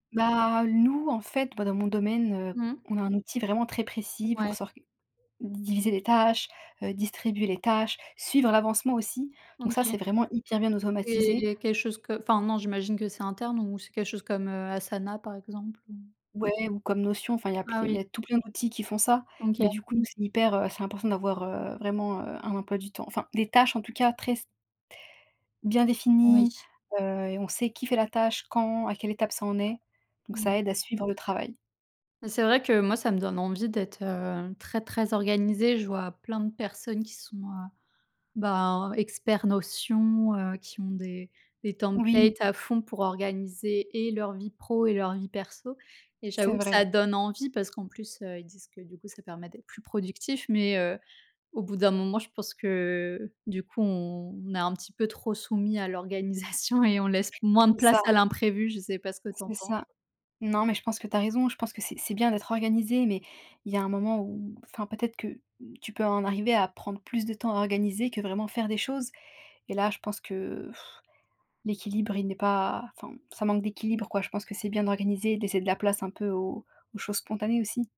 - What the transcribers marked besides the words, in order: chuckle; other background noise; gasp
- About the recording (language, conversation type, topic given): French, unstructured, Comment organiser son temps pour mieux étudier ?
- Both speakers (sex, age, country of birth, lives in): female, 25-29, France, France; female, 30-34, France, France